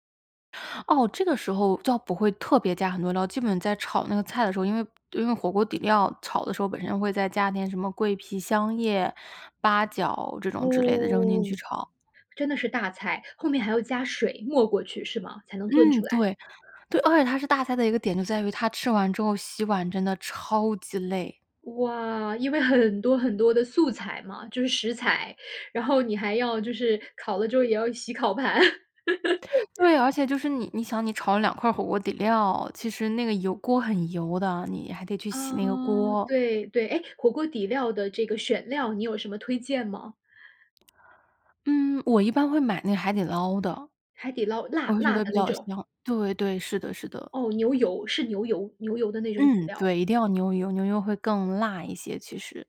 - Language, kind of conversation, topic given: Chinese, podcast, 家里传下来的拿手菜是什么？
- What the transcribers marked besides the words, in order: inhale; stressed: "超级"; laugh